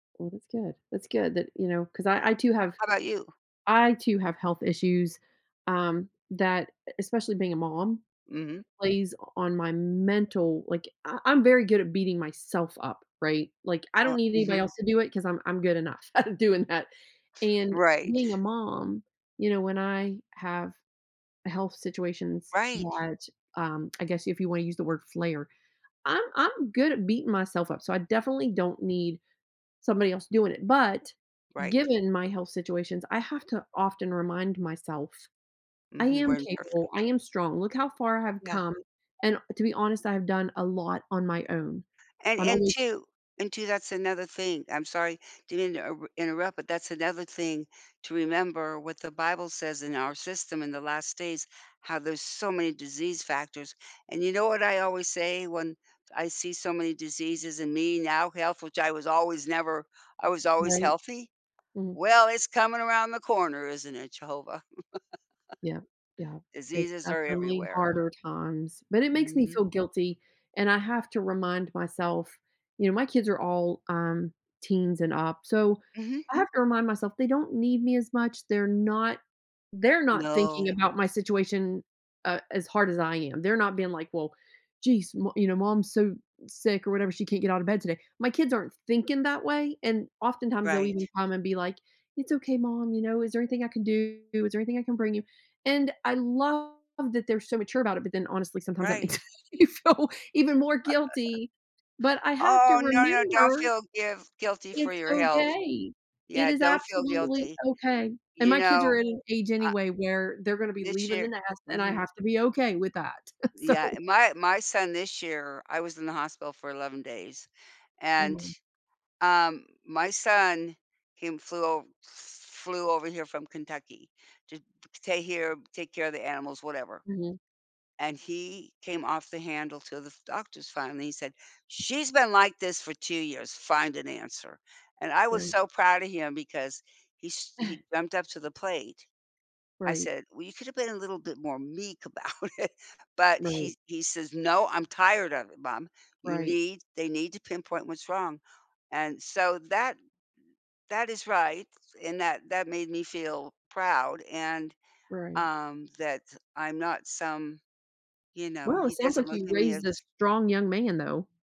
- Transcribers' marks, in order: laughing while speaking: "at doing that"; tapping; laugh; other background noise; laughing while speaking: "makes me feel"; laugh; laughing while speaking: "So"; chuckle; laughing while speaking: "about it"
- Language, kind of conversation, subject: English, unstructured, What experiences or qualities shape your sense of self-worth?